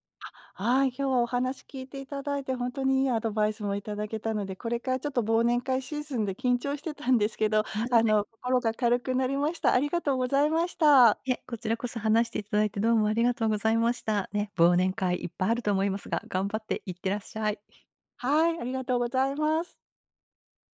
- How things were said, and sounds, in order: unintelligible speech; giggle
- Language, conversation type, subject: Japanese, advice, 大勢の場で会話を自然に続けるにはどうすればよいですか？